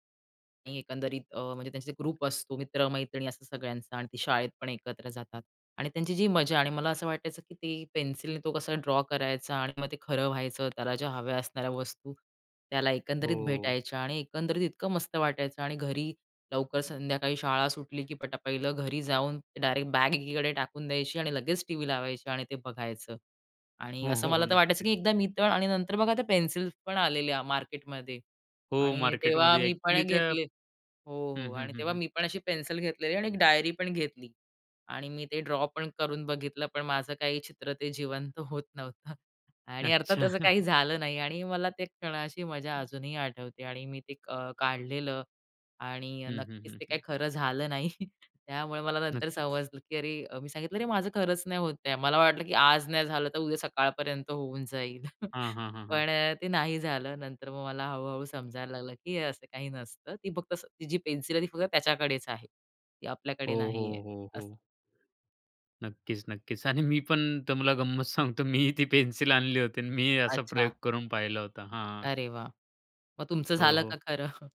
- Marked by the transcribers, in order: in English: "ग्रुप"; in English: "ड्रॉ"; tapping; other background noise; horn; in English: "ड्रॉ"; laughing while speaking: "अच्छा"; chuckle; other noise; chuckle; unintelligible speech; unintelligible speech; chuckle; "तुम्हाला" said as "तम्हाला"; chuckle
- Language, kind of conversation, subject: Marathi, podcast, बालपणी तुम्हाला कोणता दूरदर्शन कार्यक्रम सर्वात जास्त आवडायचा?